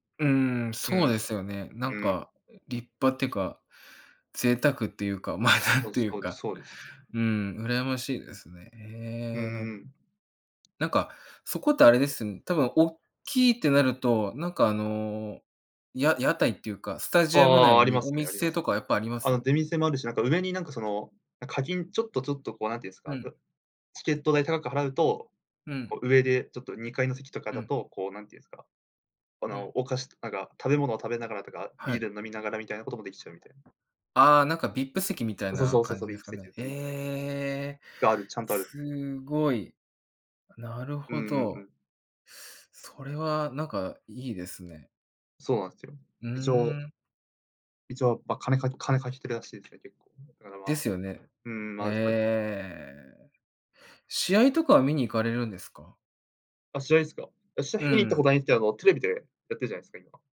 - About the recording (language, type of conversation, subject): Japanese, unstructured, 地域のおすすめスポットはどこですか？
- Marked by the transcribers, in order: laughing while speaking: "まあ、なんというか"; other background noise; tapping